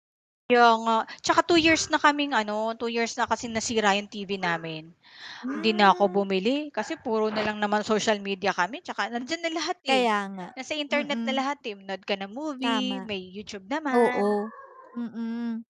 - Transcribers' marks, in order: other background noise; drawn out: "Hmm"; dog barking
- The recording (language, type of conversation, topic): Filipino, unstructured, Paano mo haharapin ang pagkalat ng pekeng balita sa internet?